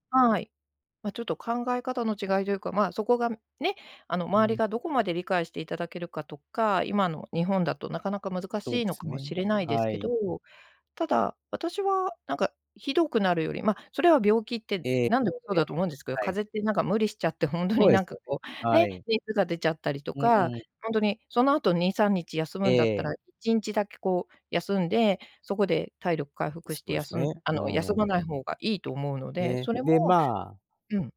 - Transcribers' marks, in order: unintelligible speech
- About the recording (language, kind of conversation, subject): Japanese, podcast, 休むことへの罪悪感をどうすれば手放せますか？